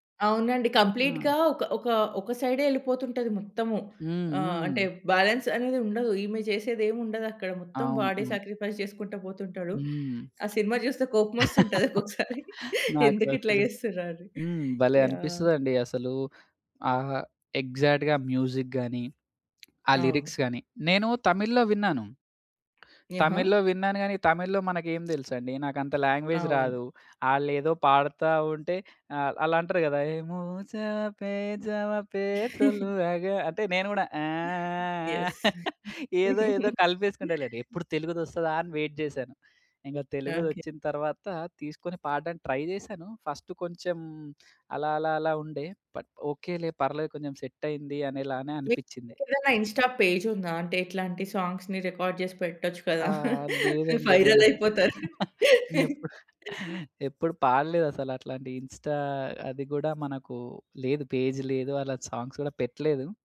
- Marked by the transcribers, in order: in English: "కంప్లీట్‌గా"; in English: "బాలన్స్"; in English: "సాక్రిఫైస్"; other background noise; laugh; laughing while speaking: "కొపమోస్తుంటది ఒక్కొక్కసారి"; in English: "ఎగ్జాక్ట్‌గా మ్యూజిక్"; tapping; in English: "లిరిక్స్"; in English: "లాంగ్వేజ్"; singing: "ఏమోచ‌వ పేజవ పేసొలు అగా"; humming a tune; chuckle; in English: "వెయిట్"; laugh; in English: "ట్రై"; in English: "ఫస్ట్"; in English: "బట్ ఓకేలే"; in English: "ఇన్‌స్టా"; in English: "సాంగ్స్‌ని రికార్డ్"; laughing while speaking: "ఎప్పుడు"; laughing while speaking: "వైరలైపోతారు"; in English: "ఇన్‌స్టా"; in English: "పేజ్"; in English: "సాంగ్స్"
- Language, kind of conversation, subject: Telugu, podcast, ఏదైనా పాట మీ జీవితాన్ని మార్చిందా?